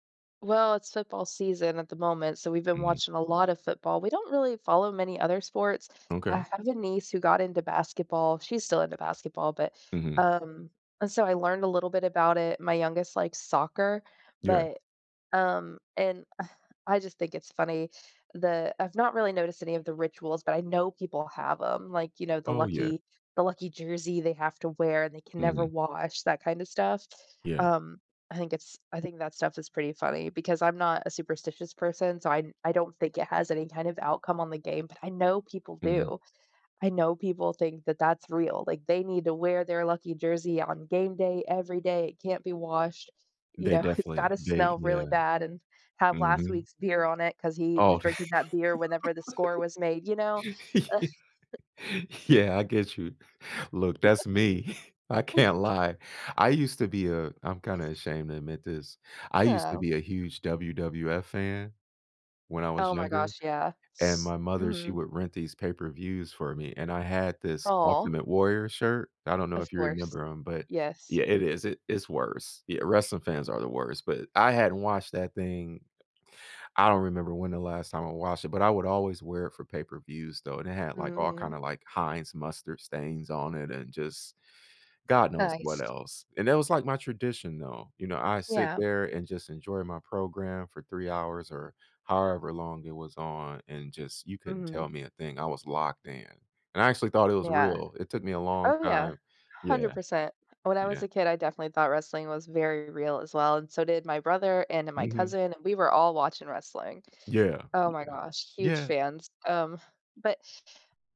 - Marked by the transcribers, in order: scoff; laughing while speaking: "know"; laugh; laughing while speaking: "yeah yeah"; chuckle; tapping
- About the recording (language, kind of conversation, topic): English, unstructured, Which small game-day habits should I look for to spot real fans?